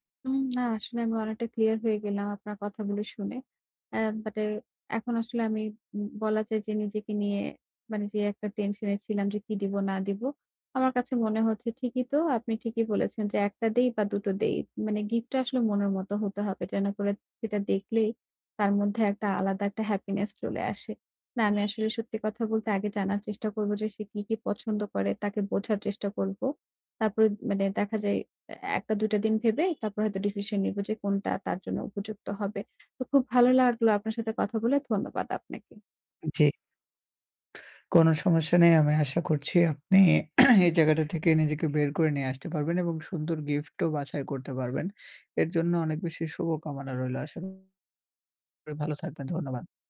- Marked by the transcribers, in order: tapping; horn; throat clearing
- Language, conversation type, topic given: Bengali, advice, আমি কীভাবে সঠিক উপহার বেছে কাউকে খুশি করতে পারি?